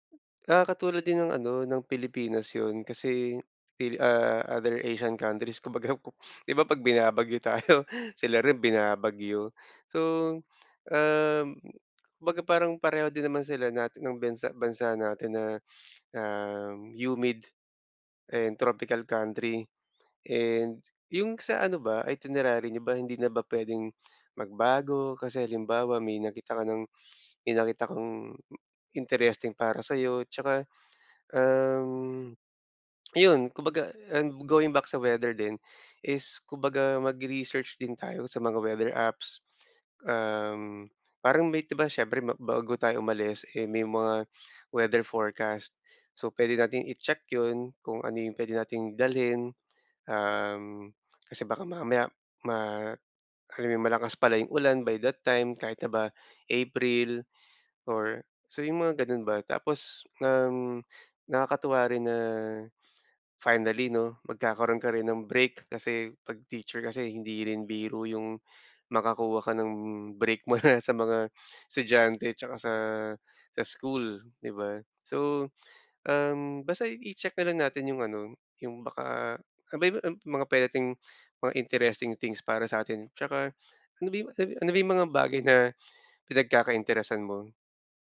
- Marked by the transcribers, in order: laughing while speaking: "kumbaga"; laughing while speaking: "tayo"; "bansa" said as "bensa"; sniff; in English: "humid and tropical country"; swallow; laughing while speaking: "na"; unintelligible speech; unintelligible speech
- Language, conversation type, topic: Filipino, advice, Paano ko malalampasan ang kaba kapag naglilibot ako sa isang bagong lugar?